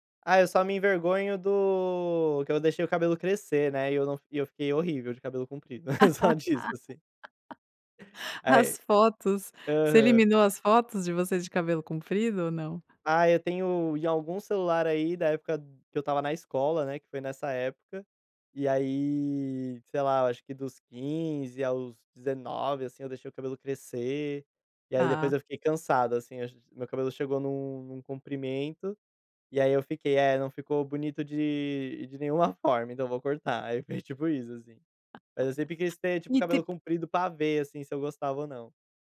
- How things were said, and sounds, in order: laugh; laughing while speaking: "Só disso, assim"; tapping; unintelligible speech
- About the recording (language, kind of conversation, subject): Portuguese, podcast, Que tipo de música você achava ruim, mas hoje curte?